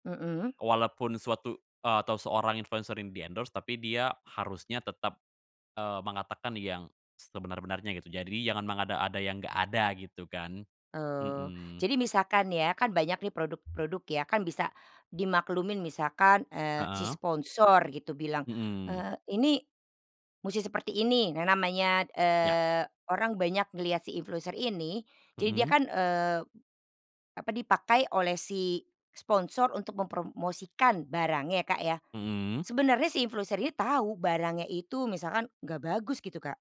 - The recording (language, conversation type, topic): Indonesian, podcast, Bagaimana cara membedakan influencer yang kredibel dan yang tidak?
- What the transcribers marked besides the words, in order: in English: "endorse"; other background noise; tapping